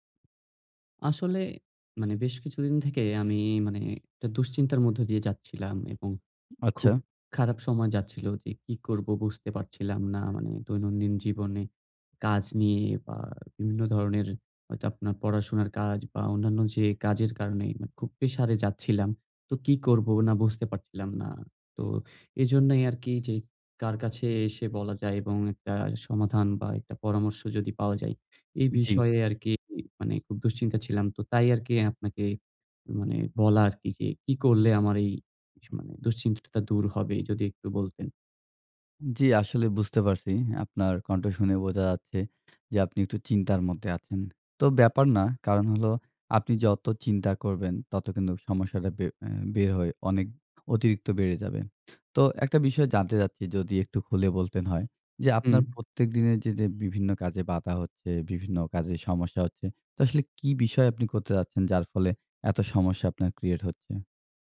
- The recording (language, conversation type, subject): Bengali, advice, কেন আপনি প্রতিদিন একটি স্থির রুটিন তৈরি করে তা মেনে চলতে পারছেন না?
- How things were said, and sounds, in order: other background noise; tapping